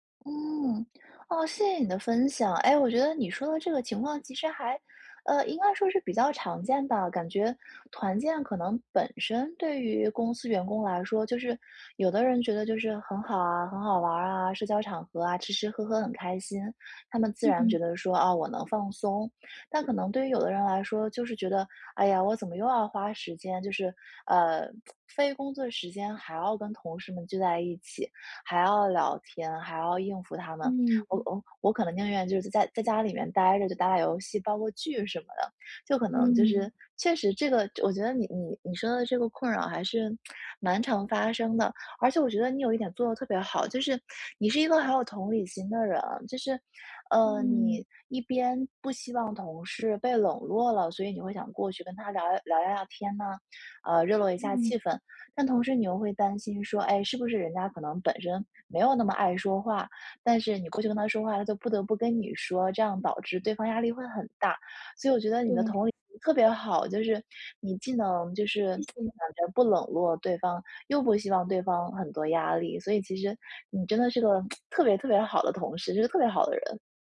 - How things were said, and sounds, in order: tsk; tapping
- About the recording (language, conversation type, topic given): Chinese, advice, 如何在社交场合应对尴尬局面